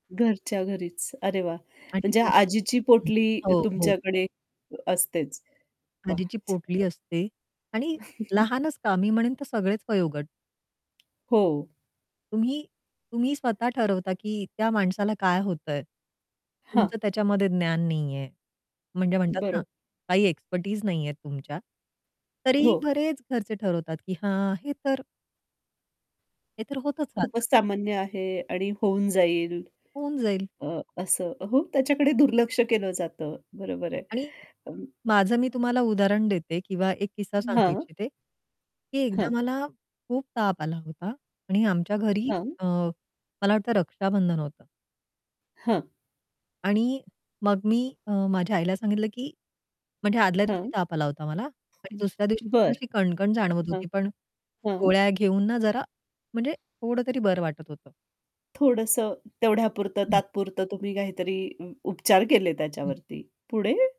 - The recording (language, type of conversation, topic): Marathi, podcast, शारीरिक वेदना होत असताना तुम्ही काम सुरू ठेवता की थांबून विश्रांती घेता?
- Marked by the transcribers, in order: static; distorted speech; tapping; chuckle; other background noise; unintelligible speech